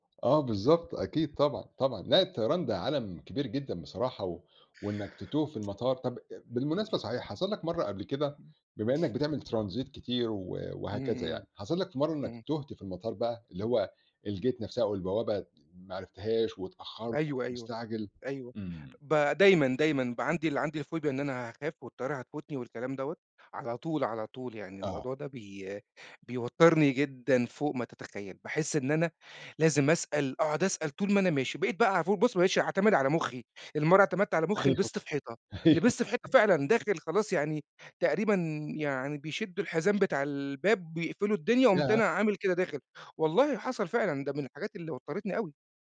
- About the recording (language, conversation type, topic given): Arabic, podcast, إيه اللي حصل لما الطيارة فاتتك، وخلّصت الموضوع إزاي؟
- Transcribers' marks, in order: in English: "الgate"; laughing while speaking: "أيوه، أيوه"